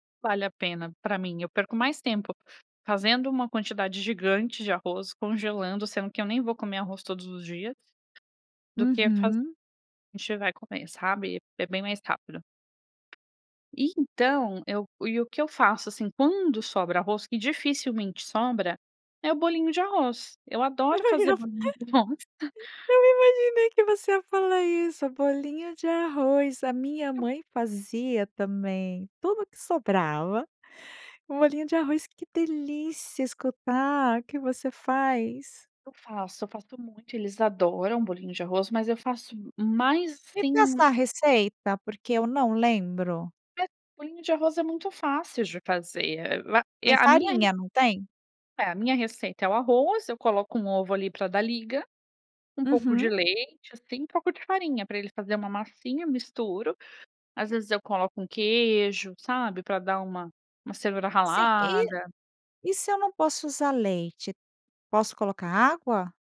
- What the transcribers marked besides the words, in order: other background noise; tapping; giggle; laughing while speaking: "Eu eu imaginei que você ia falar isso"; chuckle
- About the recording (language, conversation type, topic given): Portuguese, podcast, Como reduzir o desperdício de comida no dia a dia?